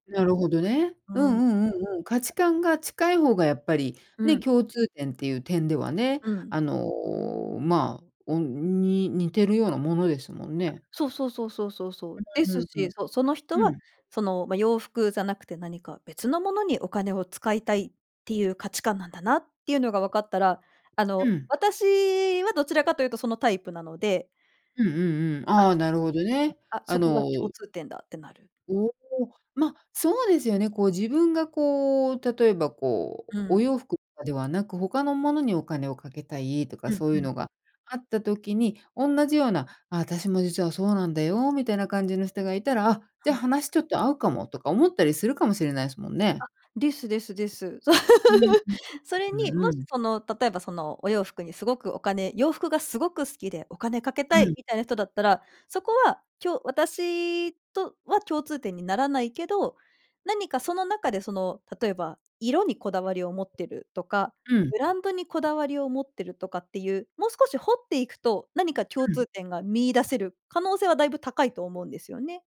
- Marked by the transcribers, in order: other background noise; laugh
- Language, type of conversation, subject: Japanese, podcast, 共通点を見つけるためには、どのように会話を始めればよいですか?